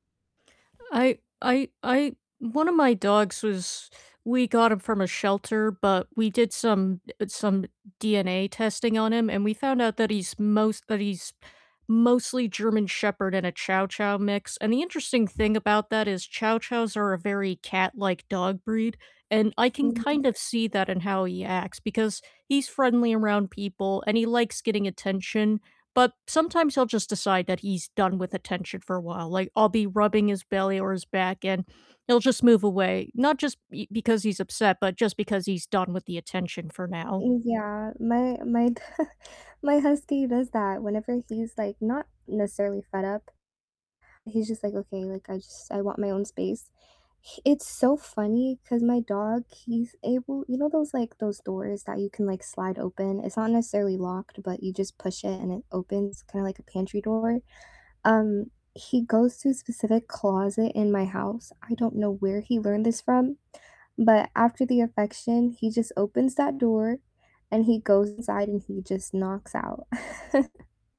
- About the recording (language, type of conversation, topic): English, unstructured, How do pets show their owners that they love them?
- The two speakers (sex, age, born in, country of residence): female, 20-24, United States, United States; female, 30-34, United States, United States
- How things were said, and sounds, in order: tapping; distorted speech; chuckle; other background noise; chuckle